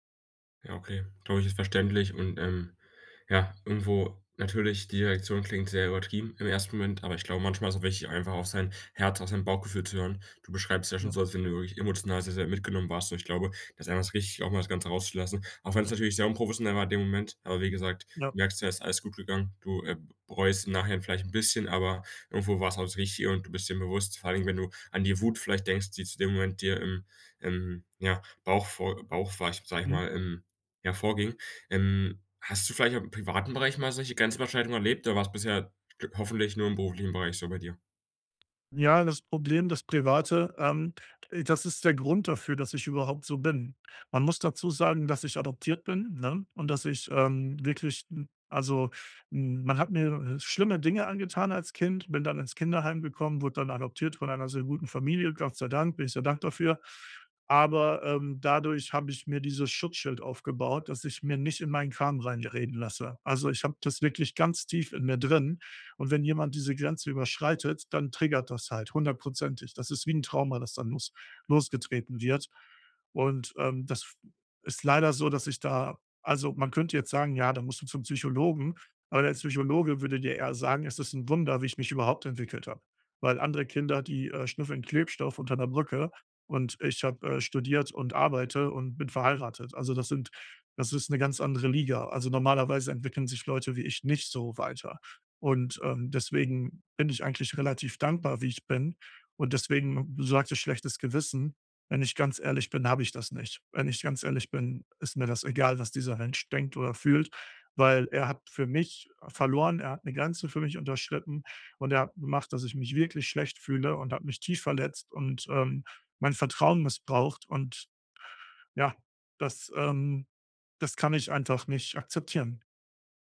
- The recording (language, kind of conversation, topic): German, podcast, Wie gehst du damit um, wenn jemand deine Grenze ignoriert?
- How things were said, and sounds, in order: unintelligible speech; "reinreden" said as "reingereden"; stressed: "mich"